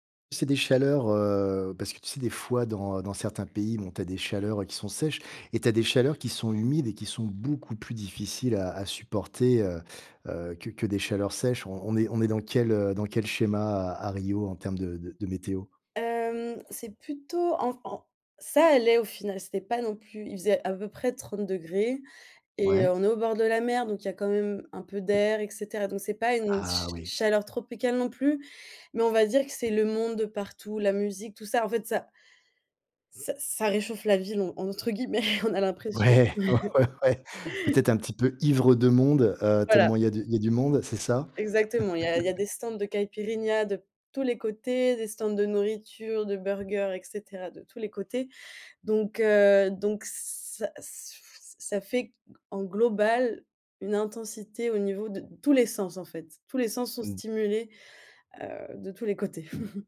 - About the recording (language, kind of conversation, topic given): French, podcast, Quel est le voyage le plus inoubliable que tu aies fait ?
- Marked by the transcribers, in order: laughing while speaking: "ouais, ouais, ouais"; chuckle; laugh; blowing; chuckle